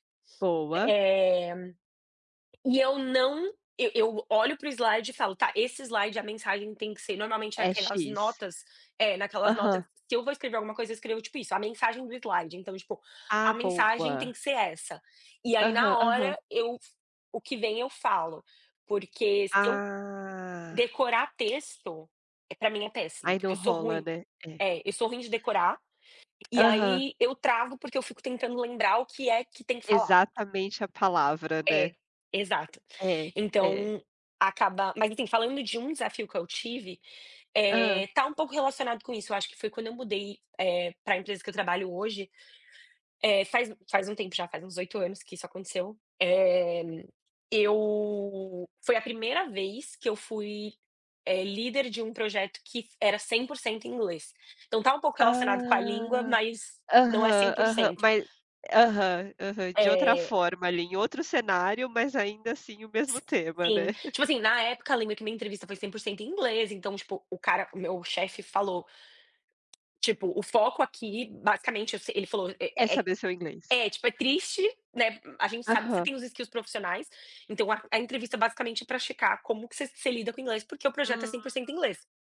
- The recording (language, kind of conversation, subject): Portuguese, unstructured, Qual foi o seu maior desafio no trabalho?
- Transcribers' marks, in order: drawn out: "Ah"; tapping; chuckle; in English: "skills"